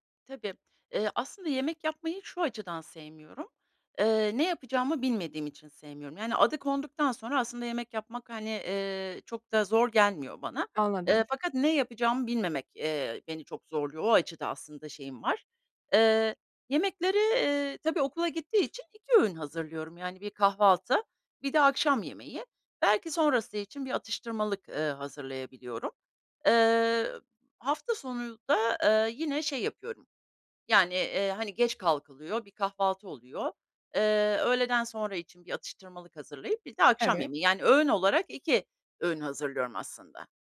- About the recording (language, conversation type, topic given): Turkish, advice, Motivasyon eksikliğiyle başa çıkıp sağlıklı beslenmek için yemek hazırlamayı nasıl planlayabilirim?
- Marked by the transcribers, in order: none